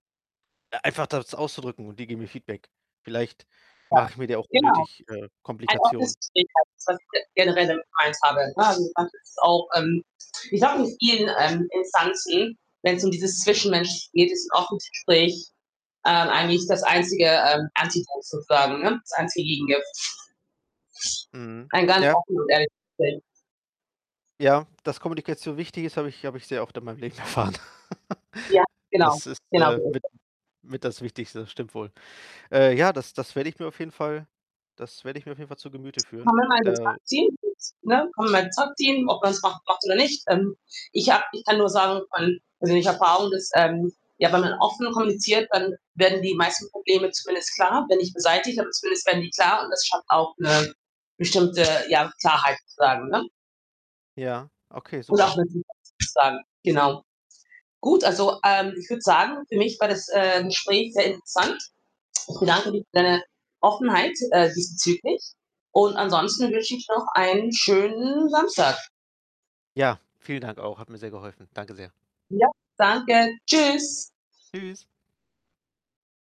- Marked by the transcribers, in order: static; distorted speech; other background noise; unintelligible speech; unintelligible speech; unintelligible speech; laughing while speaking: "erfahren"; laugh; unintelligible speech; unintelligible speech; unintelligible speech
- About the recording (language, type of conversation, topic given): German, advice, Warum fühle ich mich unsicher, meine emotionalen Bedürfnisse offen anzusprechen?
- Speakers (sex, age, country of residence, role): female, 40-44, Germany, advisor; male, 30-34, Germany, user